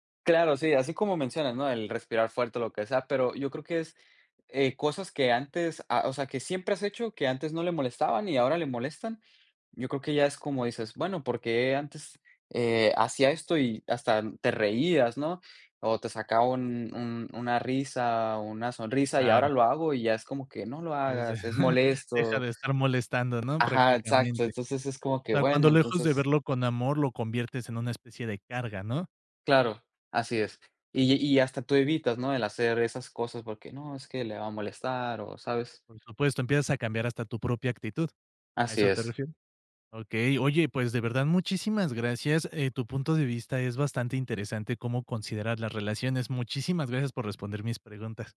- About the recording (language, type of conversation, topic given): Spanish, podcast, ¿Cómo eliges a una pareja y cómo sabes cuándo es momento de terminar una relación?
- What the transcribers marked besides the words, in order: chuckle; tapping